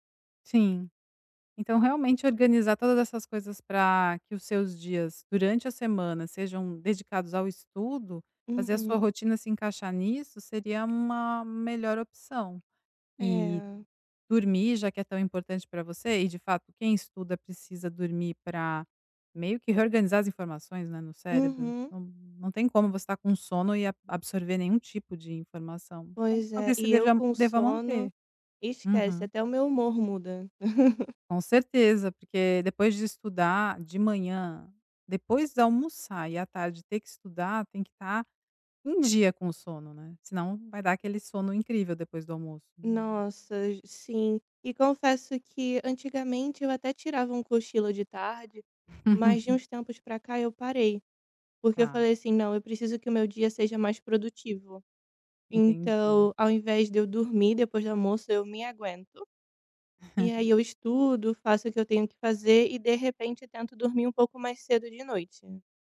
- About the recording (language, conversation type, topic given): Portuguese, advice, Como posso manter uma rotina diária de trabalho ou estudo, mesmo quando tenho dificuldade?
- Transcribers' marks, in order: chuckle; other background noise; laugh; chuckle